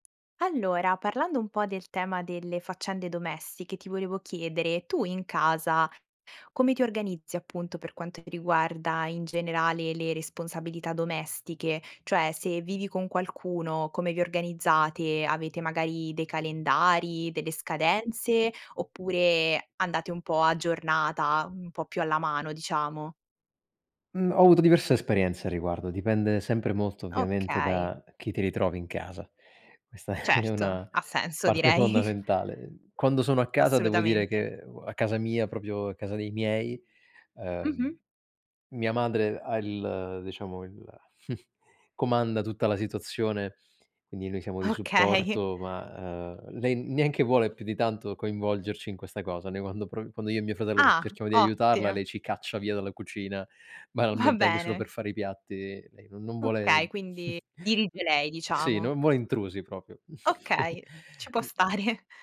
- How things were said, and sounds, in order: laughing while speaking: "direi"; laughing while speaking: "è una"; "proprio" said as "propio"; chuckle; laughing while speaking: "Okay"; "Ottimo" said as "otti"; laughing while speaking: "Va bene"; chuckle; other noise; chuckle; laughing while speaking: "stare"
- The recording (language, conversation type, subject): Italian, podcast, Come vi organizzate per dividervi le responsabilità domestiche e le faccende in casa?